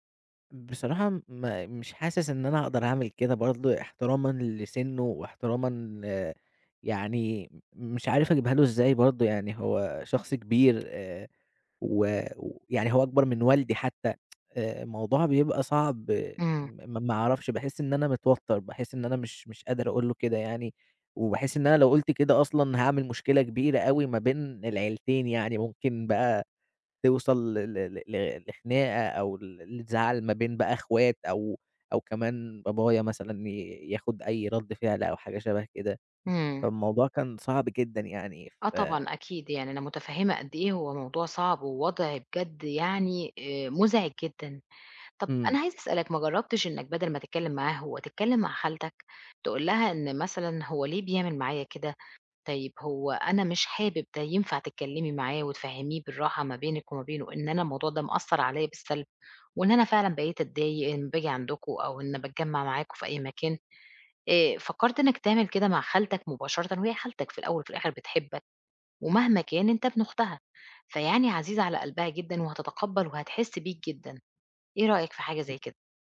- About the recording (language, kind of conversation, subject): Arabic, advice, إزاي أتعامل مع علاقة متوترة مع قريب بسبب انتقاداته المستمرة؟
- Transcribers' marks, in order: tapping; tsk; unintelligible speech